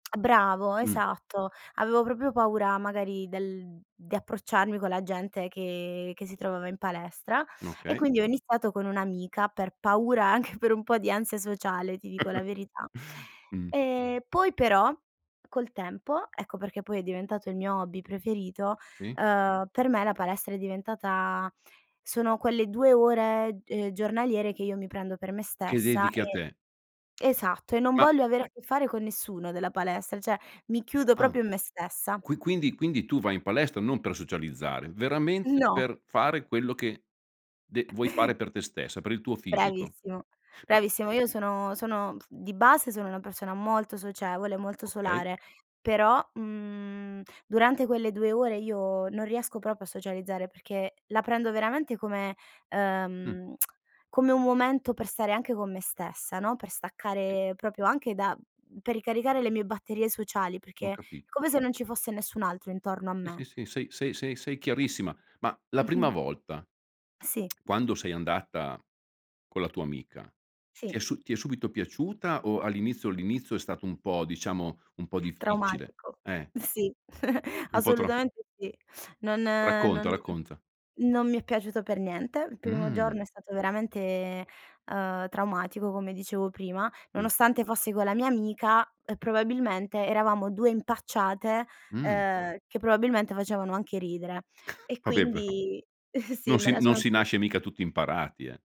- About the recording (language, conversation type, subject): Italian, podcast, Qual è il tuo hobby preferito e come ci sei arrivato?
- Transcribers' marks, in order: laughing while speaking: "anche per un po'"; chuckle; other noise; tapping; tsk; "proprio" said as "propio"; chuckle; tsk; unintelligible speech; chuckle; chuckle; unintelligible speech